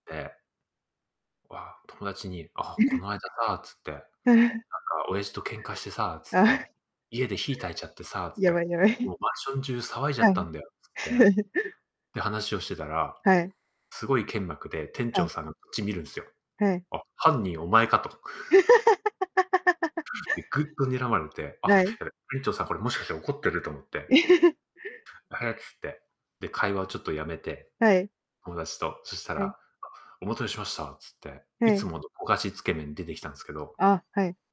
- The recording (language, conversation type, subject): Japanese, unstructured, 子どものころの一番楽しい思い出は何ですか？
- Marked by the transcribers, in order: laughing while speaking: "ああ。やばい やばい"; laugh; distorted speech; laugh; chuckle; unintelligible speech; tapping; chuckle